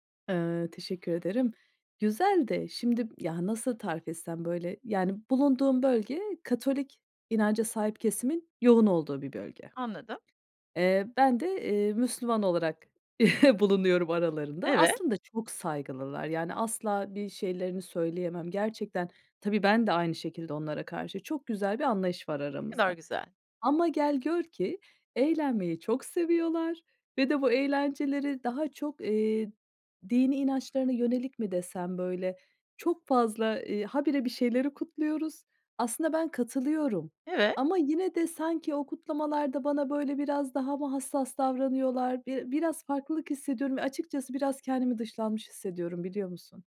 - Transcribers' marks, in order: other background noise; scoff
- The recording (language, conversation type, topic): Turkish, advice, Kutlamalarda kendimi yalnız ve dışlanmış hissediyorsam arkadaş ortamında ne yapmalıyım?